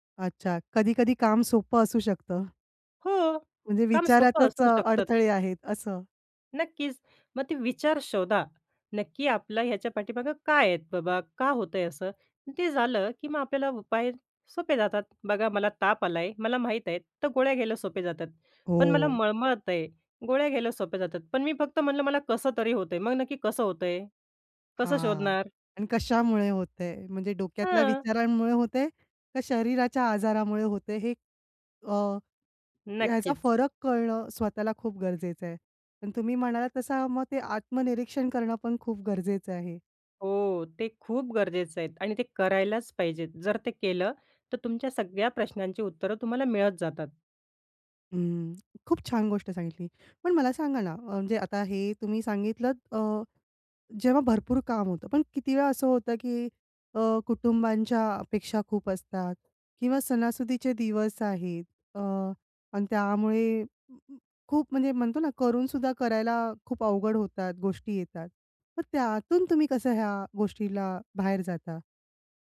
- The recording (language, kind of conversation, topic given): Marathi, podcast, तू कामात प्रेरणा कशी टिकवतोस?
- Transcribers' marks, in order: none